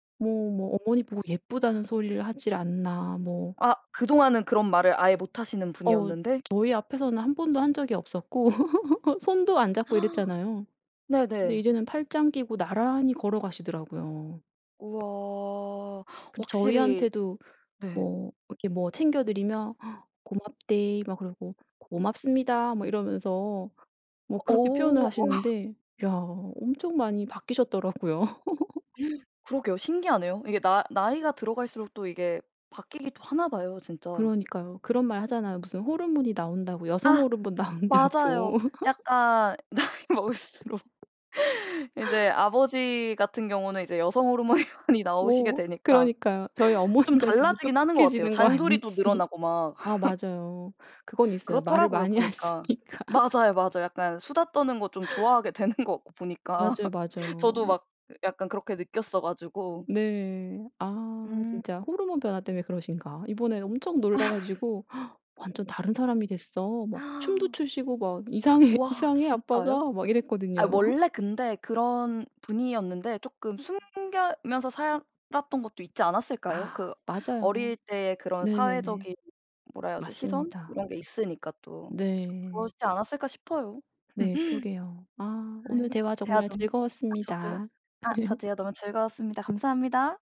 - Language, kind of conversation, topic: Korean, podcast, 부모님은 사랑을 어떻게 표현하셨어요?
- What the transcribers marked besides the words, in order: other background noise; laugh; gasp; tapping; laugh; laugh; gasp; laughing while speaking: "호르몬 나온다고"; laughing while speaking: "나이 먹을수록"; laugh; laughing while speaking: "호르몬이 많이"; laughing while speaking: "어머니가 지금 무뚝뚝해지는 거 아닌지"; laugh; laughing while speaking: "많이 하시니까"; laughing while speaking: "되는 것"; laughing while speaking: "보니까"; laugh; gasp; laughing while speaking: "이상해"; laugh; "숨기면서" said as "숨겨면서"; laugh; laugh